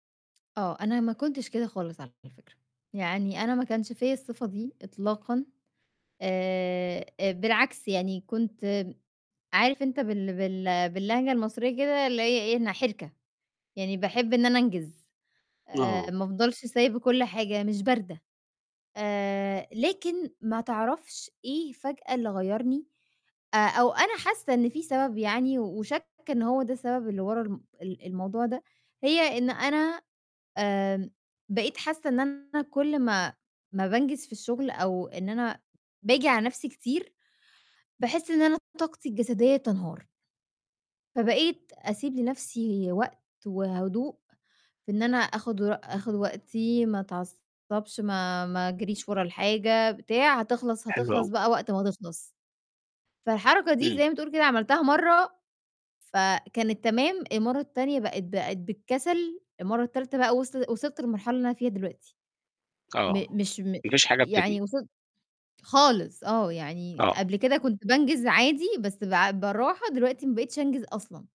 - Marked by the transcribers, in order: distorted speech; static
- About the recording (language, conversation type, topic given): Arabic, advice, إزاي بتوصف تجربتك مع تأجيل المهام المهمة والاعتماد على ضغط آخر لحظة؟